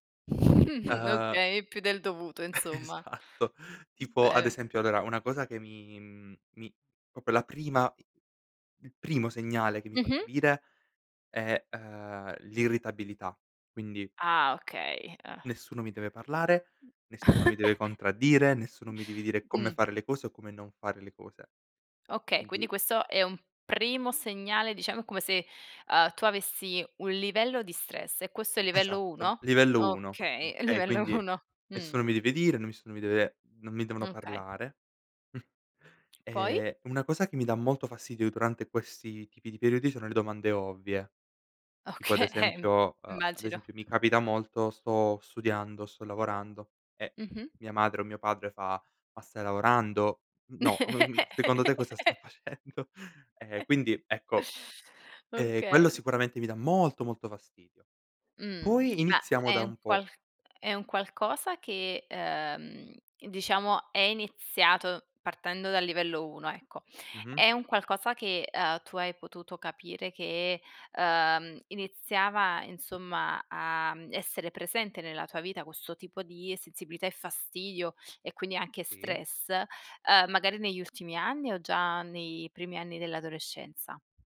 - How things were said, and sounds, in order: chuckle; laughing while speaking: "Esatto"; other background noise; tapping; giggle; "Quindi" said as "indi"; laughing while speaking: "uno"; "nessuno" said as "nemissuno"; chuckle; laughing while speaking: "Okay"; chuckle; laugh; scoff; laughing while speaking: "facendo?"
- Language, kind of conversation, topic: Italian, podcast, Quali segnali il tuo corpo ti manda quando sei stressato?